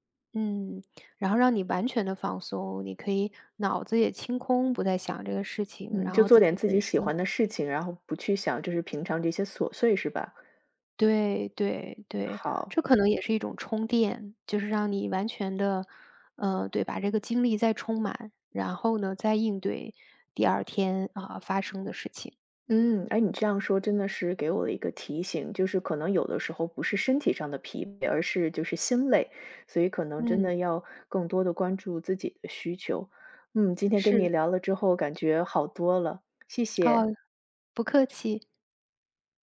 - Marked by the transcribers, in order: other background noise; tapping
- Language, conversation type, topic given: Chinese, advice, 我总觉得没有休息时间，明明很累却对休息感到内疚，该怎么办？